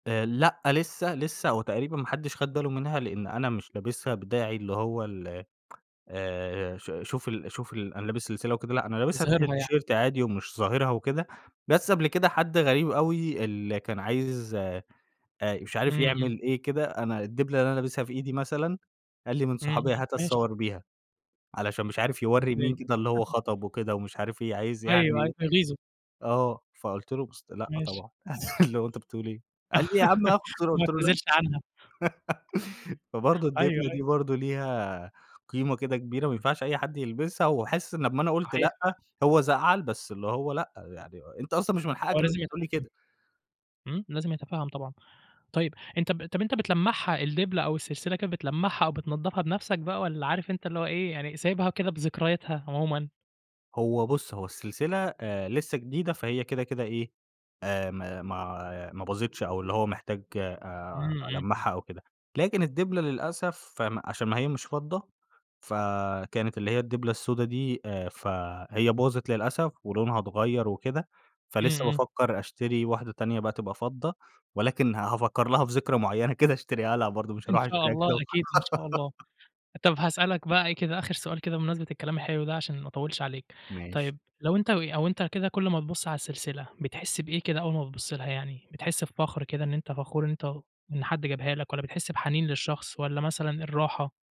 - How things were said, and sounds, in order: tsk; in English: "التيشيرت"; tapping; chuckle; chuckle; giggle; laugh; laughing while speaking: "كده أشتريها لها برضه مش هاروح أشتريها كده وخ"; giggle; other background noise
- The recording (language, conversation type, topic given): Arabic, podcast, إيه حكاية أغلى قطعة عندك لحد دلوقتي؟